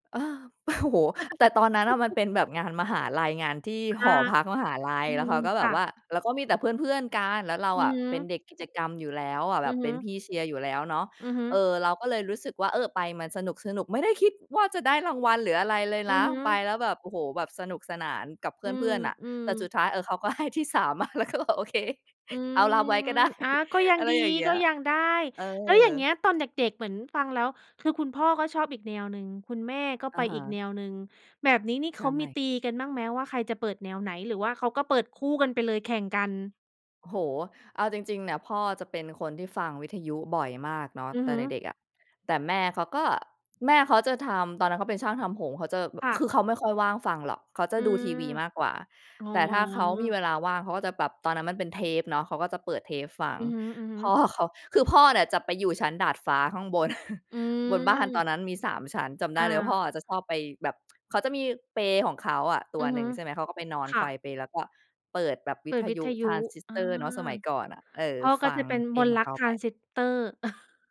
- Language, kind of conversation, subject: Thai, podcast, เพลงไหนที่พ่อแม่เปิดในบ้านแล้วคุณติดใจมาจนถึงตอนนี้?
- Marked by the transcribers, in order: laughing while speaking: "โอ้โฮ"; chuckle; laughing while speaking: "ให้ที่ สาม มา เราก็บอกโอเค"; laughing while speaking: "ก็ได้"; laughing while speaking: "พ่อ"; chuckle; tsk; chuckle